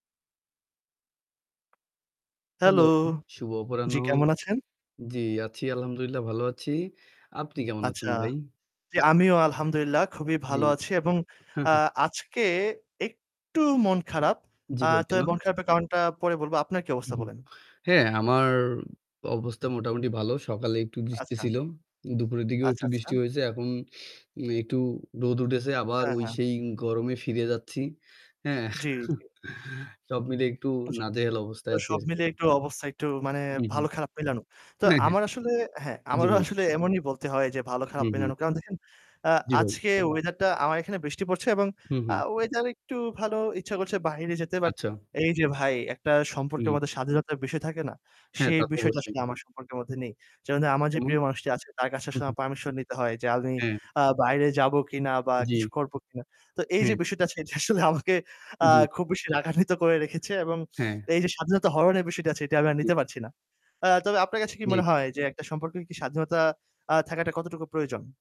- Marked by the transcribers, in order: tapping; static; other background noise; "আছেন" said as "আচেন"; chuckle; chuckle; laughing while speaking: "এটা আসলে আমাকে আ খুব বেশি রাগান্বিত করে রেখেছে"
- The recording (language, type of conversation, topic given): Bengali, unstructured, তোমার মতে একটি সম্পর্কের মধ্যে কতটা স্বাধীনতা থাকা প্রয়োজন?